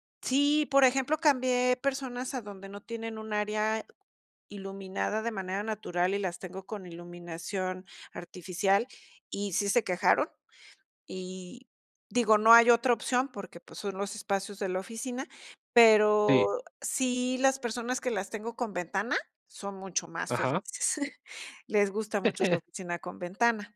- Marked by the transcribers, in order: tapping; chuckle
- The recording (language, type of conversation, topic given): Spanish, podcast, ¿Cómo manejas el estrés cuando se te acumula el trabajo?
- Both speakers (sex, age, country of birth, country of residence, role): female, 45-49, Mexico, Mexico, guest; male, 25-29, Mexico, Mexico, host